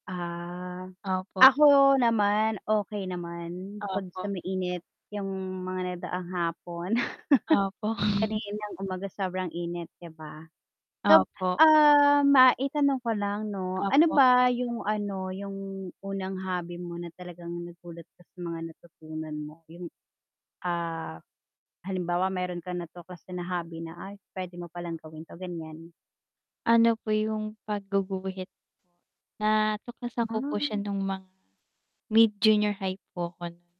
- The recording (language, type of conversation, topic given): Filipino, unstructured, Ano ang mga pinakanakagugulat na bagay na natuklasan mo sa iyong libangan?
- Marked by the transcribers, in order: drawn out: "Ah"; static; laugh; chuckle; tapping; distorted speech